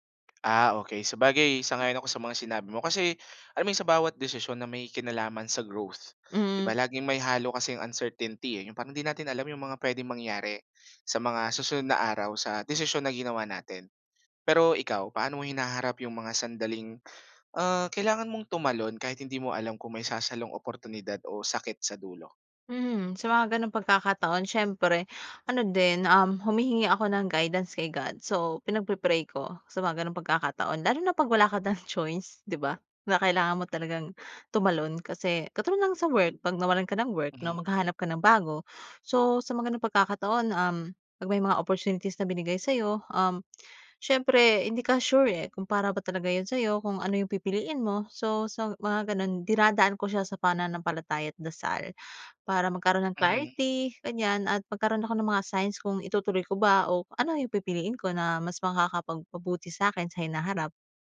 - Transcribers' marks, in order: in English: "uncertainty"; chuckle
- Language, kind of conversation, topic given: Filipino, podcast, Paano mo hinaharap ang takot sa pagkuha ng panganib para sa paglago?